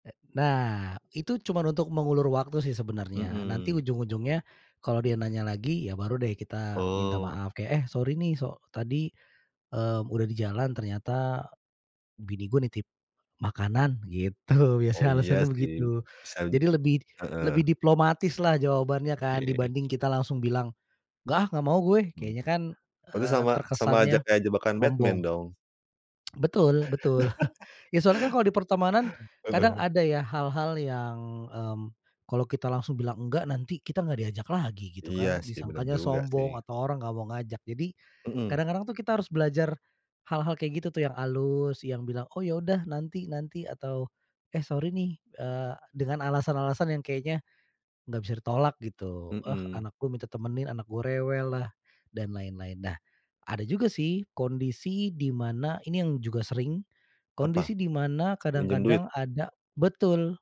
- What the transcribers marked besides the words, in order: laughing while speaking: "Gitu, biasanya"; chuckle; laugh
- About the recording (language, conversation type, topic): Indonesian, podcast, Bagaimana kamu belajar berkata tidak tanpa merasa bersalah?